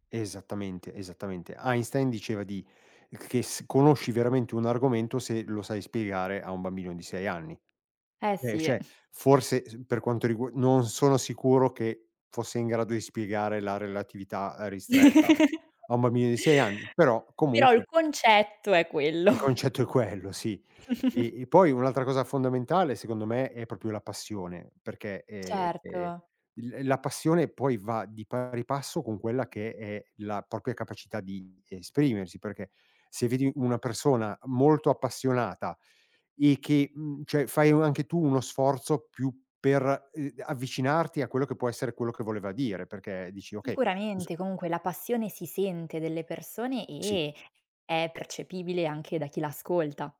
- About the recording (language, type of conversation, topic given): Italian, podcast, Cosa cerchi in un mentore ideale?
- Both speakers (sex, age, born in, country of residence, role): female, 25-29, Italy, France, host; male, 50-54, Italy, Italy, guest
- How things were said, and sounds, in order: chuckle; chuckle; laughing while speaking: "il concetto è quello"; chuckle; tapping